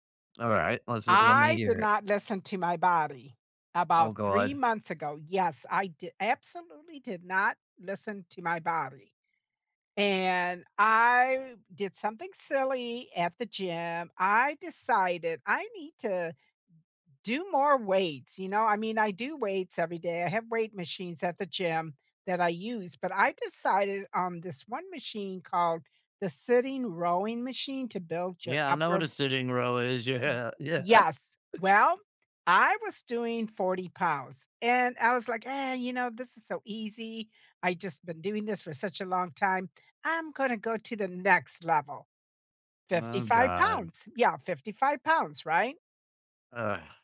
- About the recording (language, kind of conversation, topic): English, unstructured, How should I decide whether to push through a workout or rest?
- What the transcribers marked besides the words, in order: other background noise; laughing while speaking: "Yeah. Yeah"; chuckle; tapping